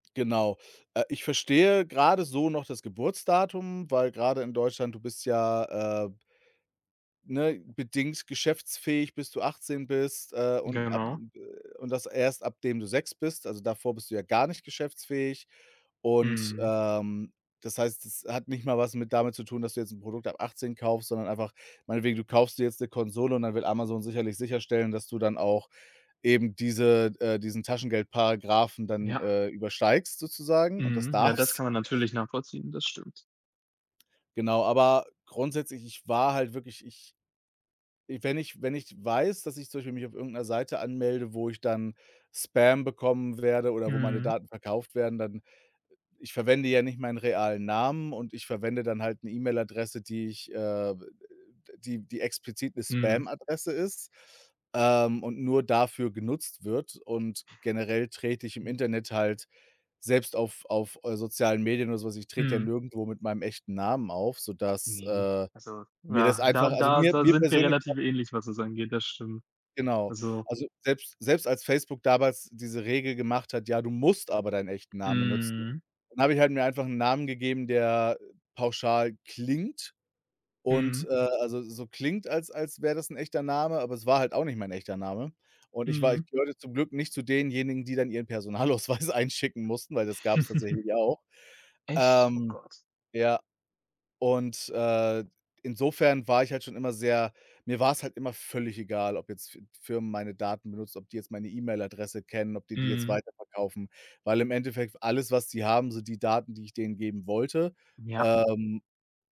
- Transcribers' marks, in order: laughing while speaking: "darfst"; other background noise; stressed: "musst"; laughing while speaking: "Personalausweis"; chuckle
- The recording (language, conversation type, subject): German, unstructured, Sollten wir mehr Kontrolle über unsere persönlichen Daten haben?